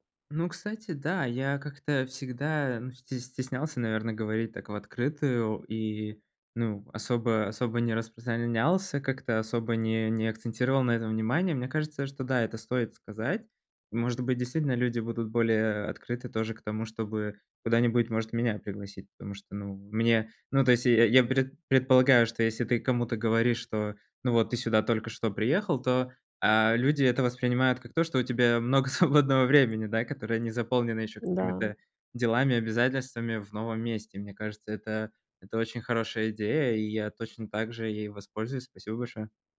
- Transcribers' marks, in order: laughing while speaking: "свободного"
- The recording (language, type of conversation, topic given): Russian, advice, Как постепенно превратить знакомых в близких друзей?